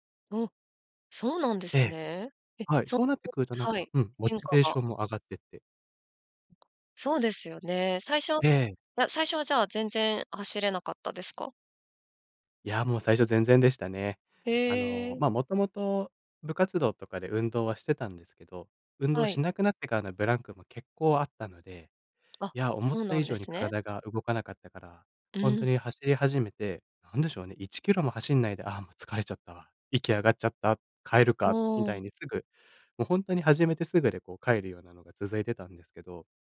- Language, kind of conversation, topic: Japanese, podcast, 習慣を身につけるコツは何ですか？
- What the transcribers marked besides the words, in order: unintelligible speech; other noise